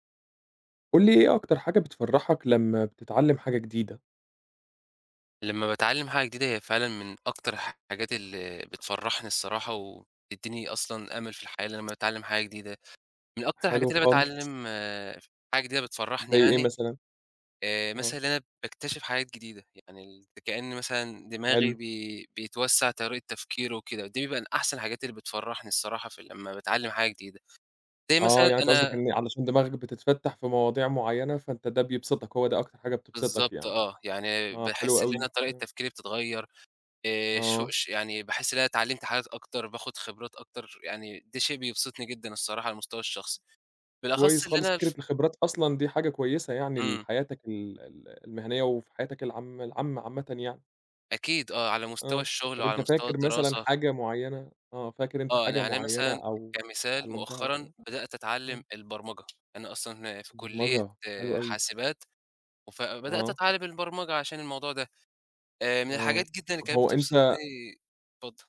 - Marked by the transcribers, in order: other noise; other background noise; tapping
- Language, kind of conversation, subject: Arabic, podcast, إيه أكتر حاجة بتفرّحك لما تتعلّم حاجة جديدة؟